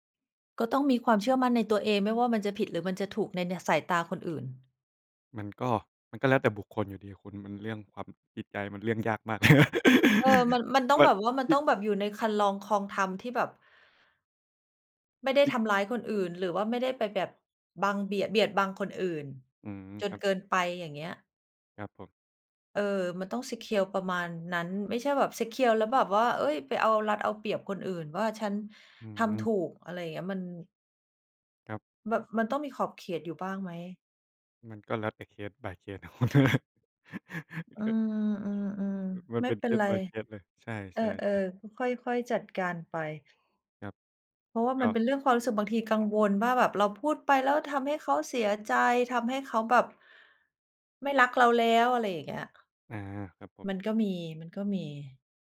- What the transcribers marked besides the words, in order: other background noise; laugh; other noise; in English: "ซีเคียว"; in English: "ซีเคียว"; in English: "case by case"; laugh; in English: "case by case"
- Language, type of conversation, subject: Thai, unstructured, คุณคิดว่าการพูดความจริงแม้จะทำร้ายคนอื่นสำคัญไหม?